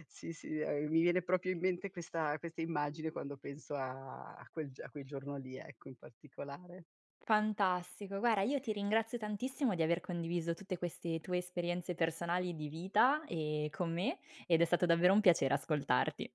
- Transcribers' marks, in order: "proprio" said as "propio"; "Guarda" said as "guara"
- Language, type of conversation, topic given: Italian, podcast, Qual è un ricordo che ti lega a una festa del tuo paese?